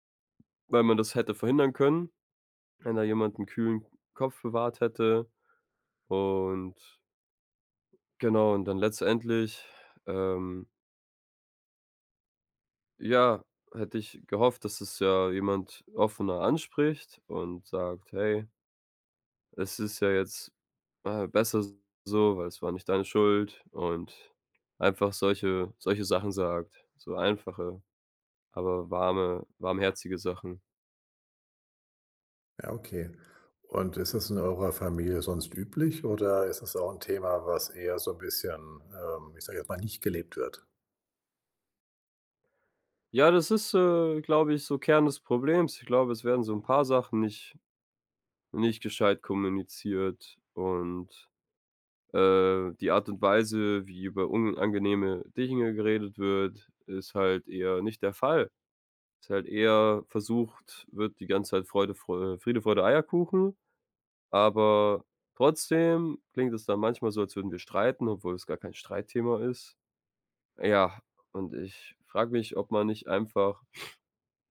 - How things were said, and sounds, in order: other background noise; sniff
- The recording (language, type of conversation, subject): German, advice, Wie finden wir heraus, ob unsere emotionalen Bedürfnisse und Kommunikationsstile zueinander passen?